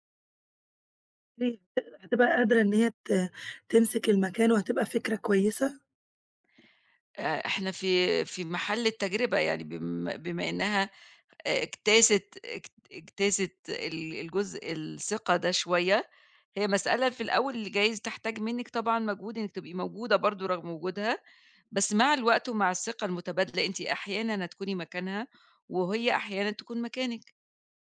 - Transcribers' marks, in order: none
- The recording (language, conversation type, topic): Arabic, advice, إزاي أوازن بين حياتي الشخصية ومتطلبات الشغل السريع؟